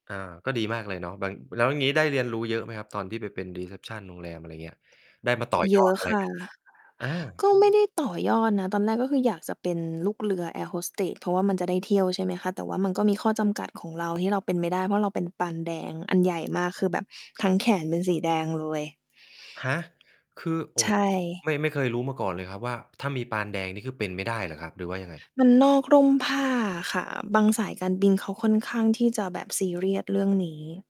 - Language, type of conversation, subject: Thai, podcast, มีเหตุการณ์อะไรที่ทำให้คุณเห็นคุณค่าของครอบครัวมากขึ้นไหม?
- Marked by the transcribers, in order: in English: "รีเซปชัน"; tapping; mechanical hum; distorted speech; other background noise